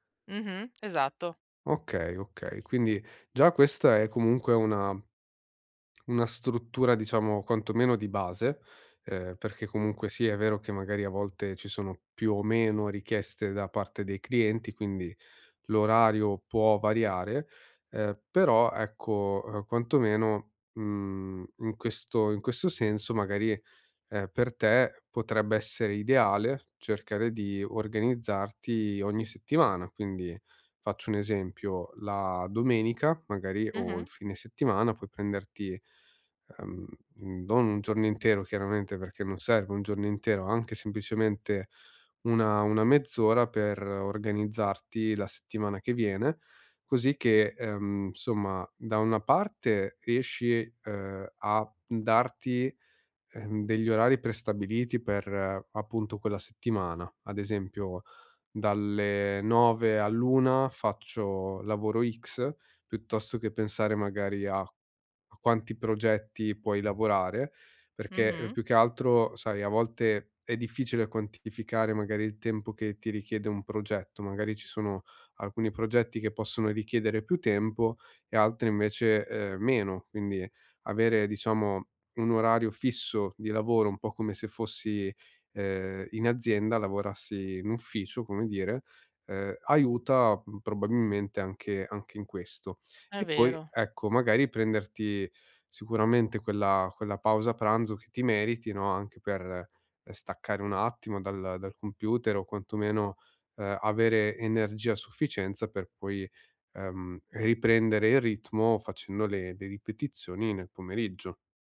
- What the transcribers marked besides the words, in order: none
- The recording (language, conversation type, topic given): Italian, advice, Come posso riposare senza sentirmi meno valido o in colpa?